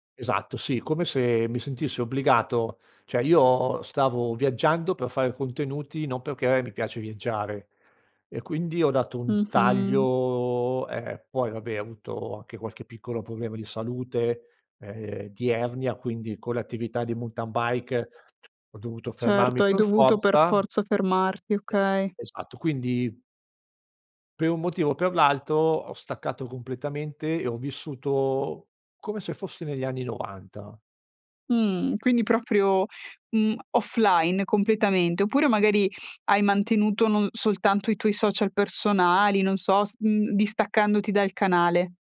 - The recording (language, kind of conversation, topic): Italian, podcast, Hai mai fatto una pausa digitale lunga? Com'è andata?
- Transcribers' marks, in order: "mountain" said as "muntan"